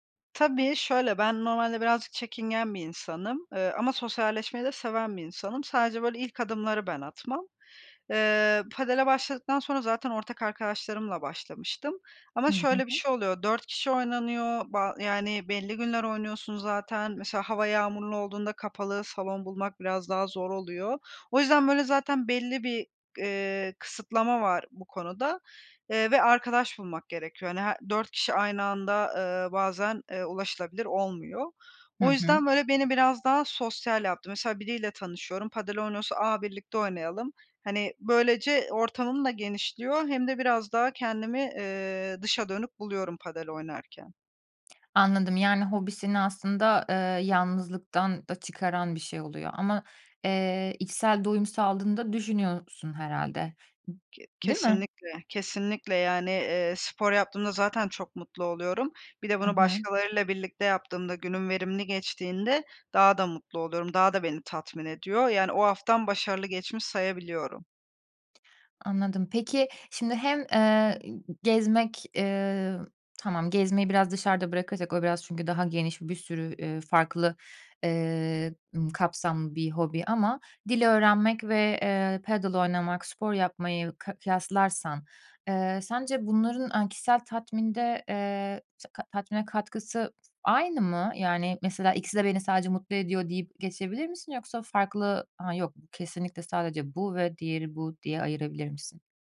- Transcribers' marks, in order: in Spanish: "padel"; lip smack; in Spanish: "padel"
- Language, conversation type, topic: Turkish, podcast, Hobiler kişisel tatmini ne ölçüde etkiler?